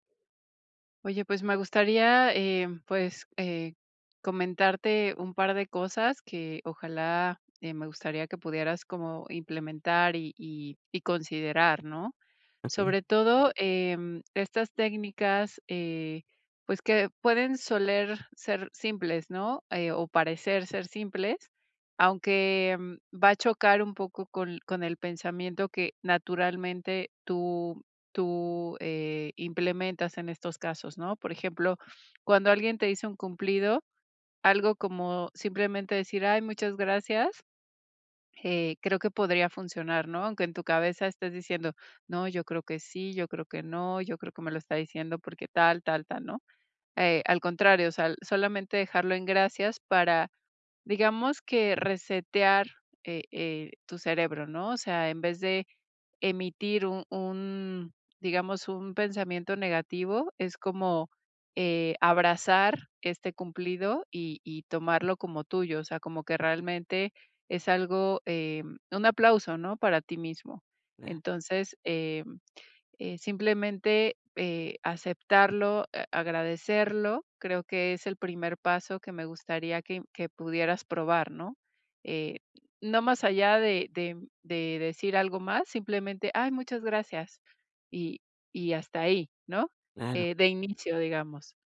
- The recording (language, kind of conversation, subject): Spanish, advice, ¿Cómo puedo aceptar cumplidos con confianza sin sentirme incómodo ni minimizarlos?
- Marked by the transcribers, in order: other noise